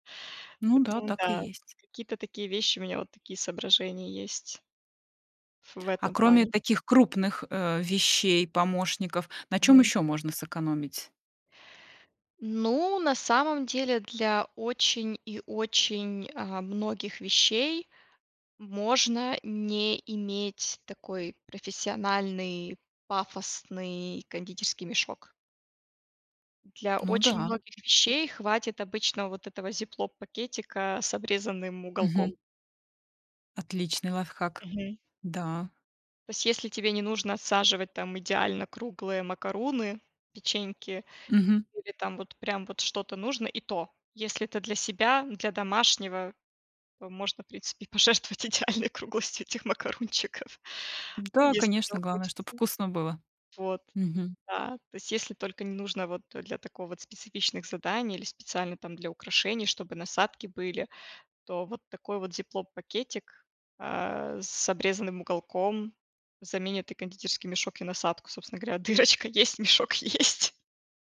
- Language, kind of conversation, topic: Russian, podcast, Как бюджетно снова начать заниматься забытым увлечением?
- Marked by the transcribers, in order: tapping; other background noise; laughing while speaking: "идеальной круглостью этих макарунчиков"; laughing while speaking: "дырочка есть, мешок есть"